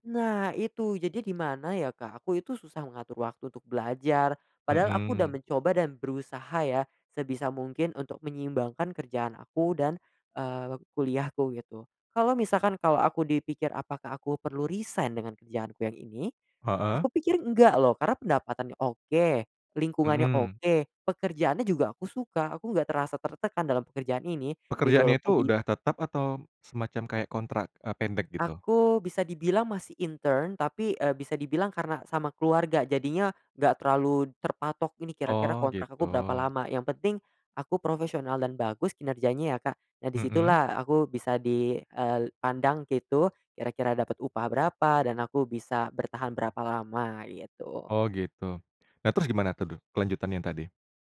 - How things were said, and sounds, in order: "waktu" said as "waku"; in English: "resign"; "tuh" said as "tudu"
- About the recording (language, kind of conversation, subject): Indonesian, podcast, Bagaimana cara Anda belajar dari kegagalan tanpa menyalahkan diri sendiri?